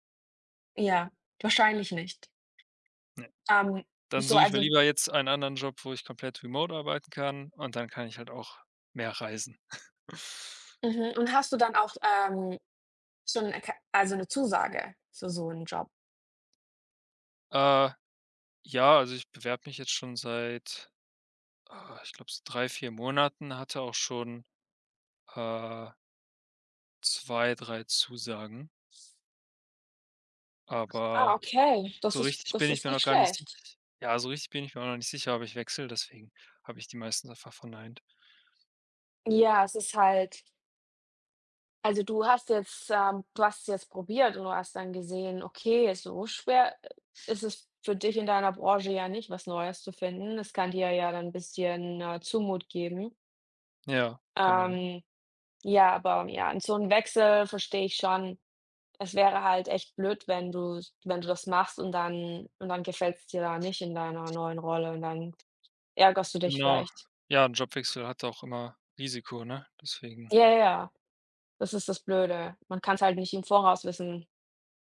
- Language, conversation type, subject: German, unstructured, Was war deine aufregendste Entdeckung auf einer Reise?
- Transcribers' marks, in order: chuckle; drawn out: "äh"; "Mut" said as "Zumut"